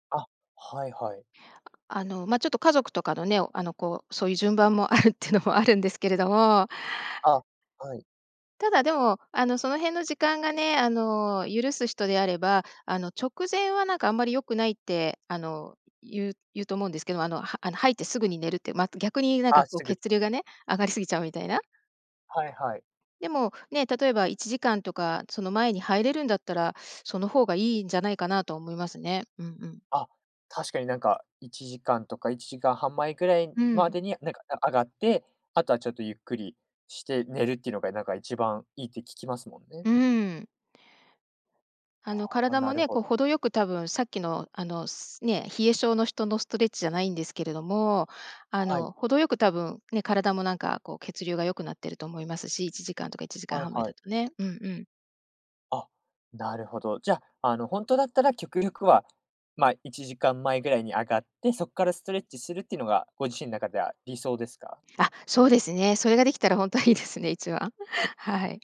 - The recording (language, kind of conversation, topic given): Japanese, podcast, 睡眠前のルーティンはありますか？
- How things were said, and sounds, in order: laughing while speaking: "あるっていうのも、あるんですけれども"; laughing while speaking: "ほんとはいいですね、一番"